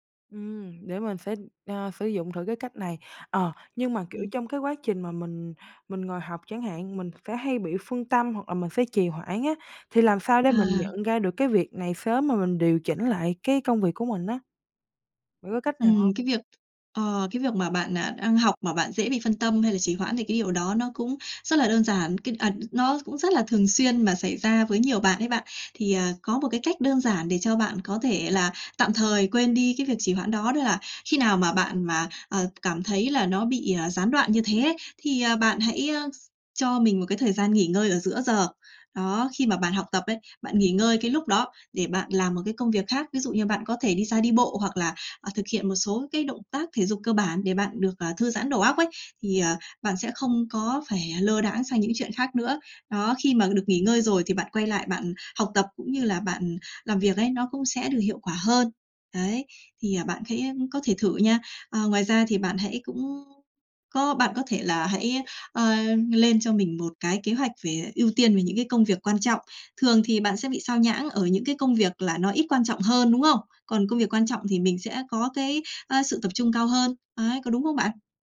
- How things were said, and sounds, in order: tapping; other background noise
- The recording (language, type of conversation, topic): Vietnamese, advice, Làm thế nào để ước lượng thời gian làm nhiệm vụ chính xác hơn và tránh bị trễ?